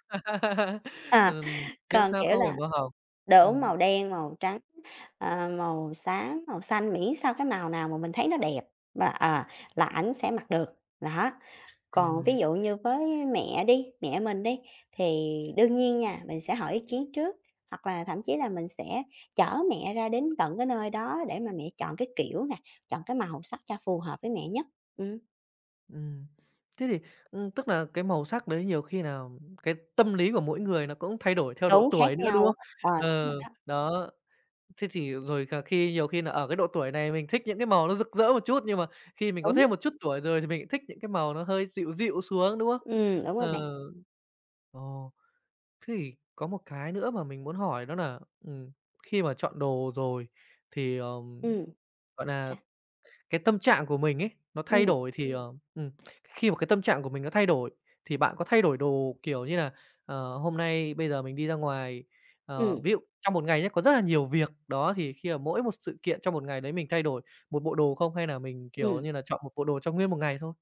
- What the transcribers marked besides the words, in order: laugh; tapping; other background noise
- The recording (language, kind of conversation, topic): Vietnamese, podcast, Màu sắc trang phục ảnh hưởng đến tâm trạng của bạn như thế nào?